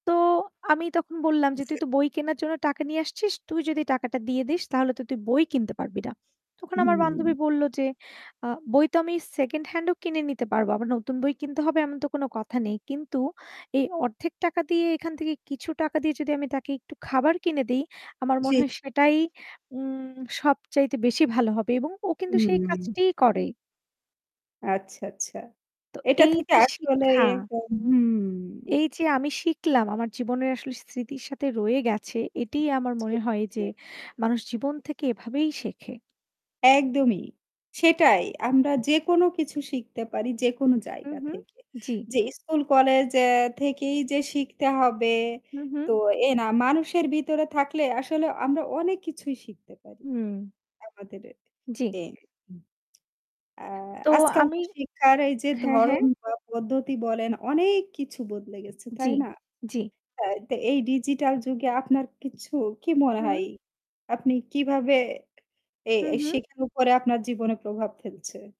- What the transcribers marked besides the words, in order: other background noise; static; other noise; tapping
- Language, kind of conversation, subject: Bengali, unstructured, শিক্ষা কেন আমাদের জীবনে এত গুরুত্বপূর্ণ?